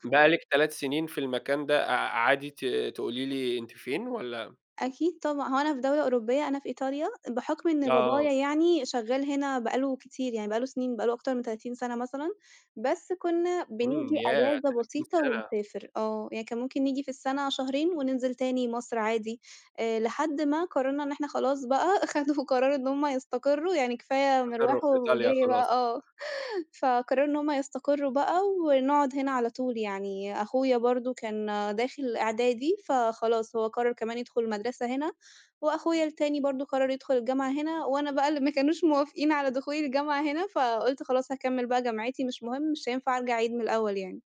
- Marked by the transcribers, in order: laughing while speaking: "خدوا قرار إن هم يستقرّوا، يعني كفاية مِرواح ومِجِي بقى آه"
- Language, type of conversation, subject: Arabic, podcast, إزاي الهجرة أثّرت على هويتك وإحساسك بالانتماء للوطن؟